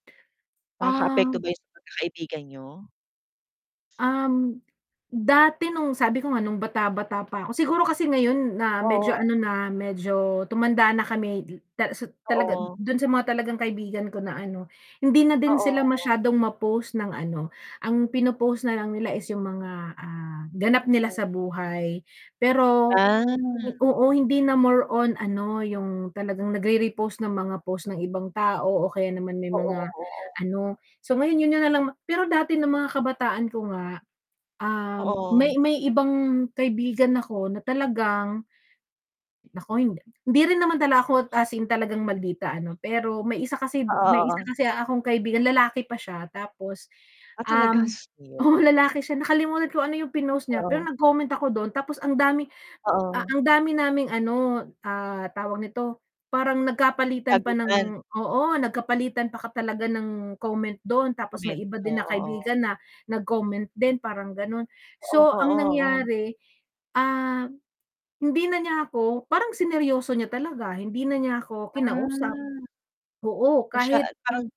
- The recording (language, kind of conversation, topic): Filipino, podcast, Paano nakaapekto ang midyang panlipunan sa pagkakaibigan ninyo?
- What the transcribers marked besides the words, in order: distorted speech; other background noise; static; background speech; mechanical hum